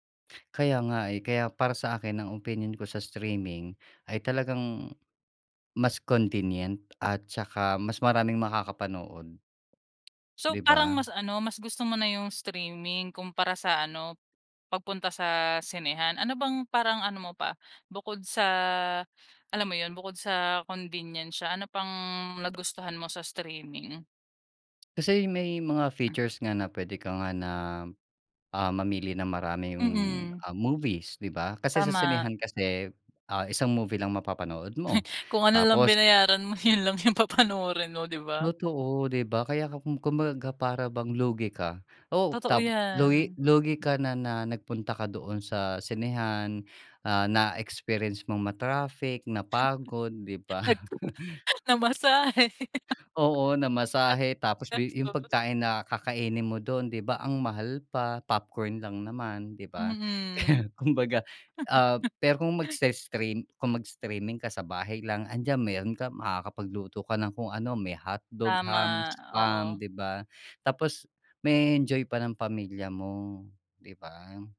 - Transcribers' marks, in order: tapping; other background noise; "na" said as "nam"; chuckle; laughing while speaking: "yun lang yung papanoorin mo"; laughing while speaking: "namasahe"; chuckle; laughing while speaking: "Kaya"; laugh
- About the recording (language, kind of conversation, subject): Filipino, podcast, Ano ang opinyon mo sa panonood sa pamamagitan ng internet kumpara sa panonood sa sinehan ngayon?